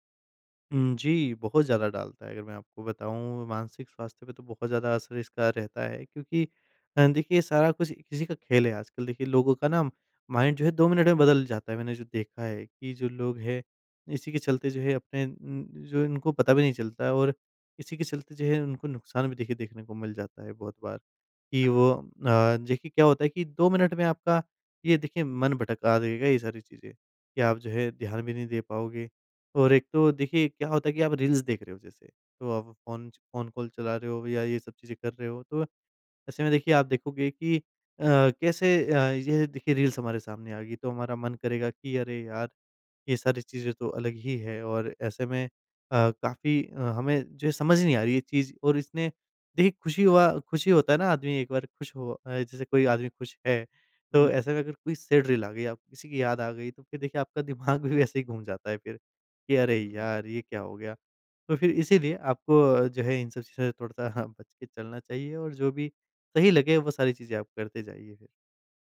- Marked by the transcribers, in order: in English: "माइंड"; in English: "रील्स"; in English: "रील्स"; laughing while speaking: "सैड रील"; laughing while speaking: "दिमाग भी"; chuckle
- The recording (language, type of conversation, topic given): Hindi, podcast, फोन और नोटिफिकेशन से ध्यान भटकने से आप कैसे बचते हैं?